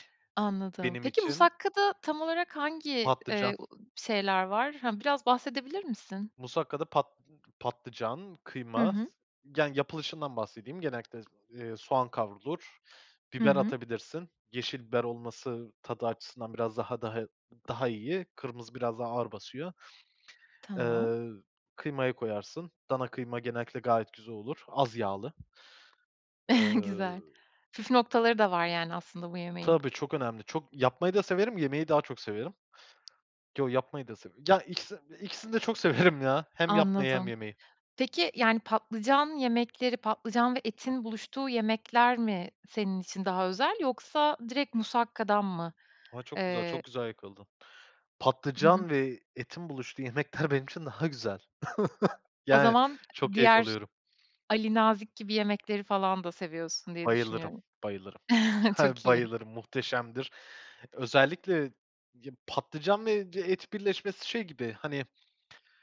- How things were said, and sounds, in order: other background noise; chuckle; tapping; chuckle; chuckle
- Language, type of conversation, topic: Turkish, podcast, Aile yemekleri kimliğini nasıl etkiledi sence?